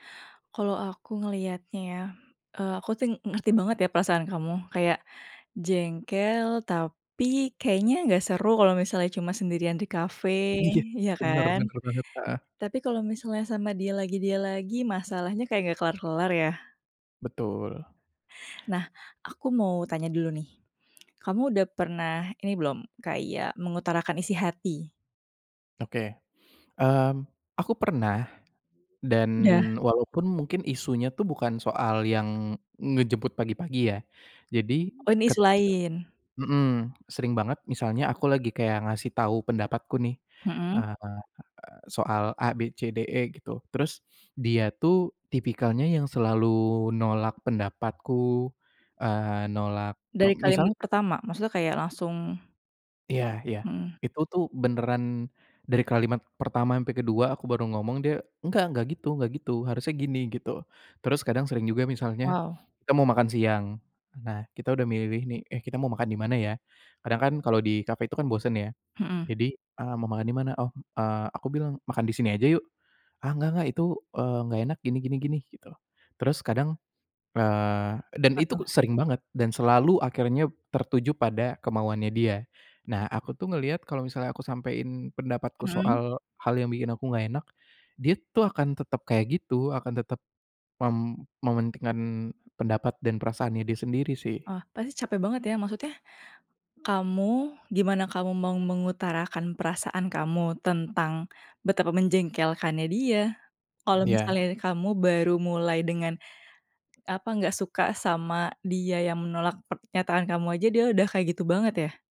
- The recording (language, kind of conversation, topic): Indonesian, advice, Bagaimana cara mengatakan tidak pada permintaan orang lain agar rencanamu tidak terganggu?
- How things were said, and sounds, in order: other background noise; laughing while speaking: "Iya"; tapping